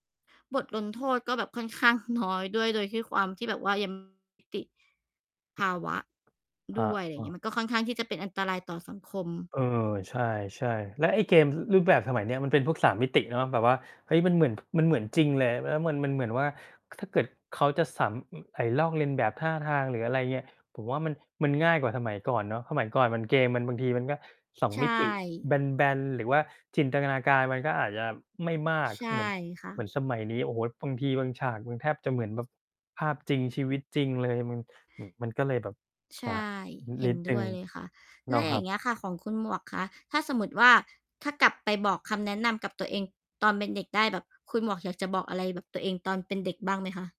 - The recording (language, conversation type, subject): Thai, unstructured, คุณคิดถึงช่วงเวลาที่มีความสุขในวัยเด็กบ่อยแค่ไหน?
- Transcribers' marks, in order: laughing while speaking: "ข้าง"; distorted speech; other background noise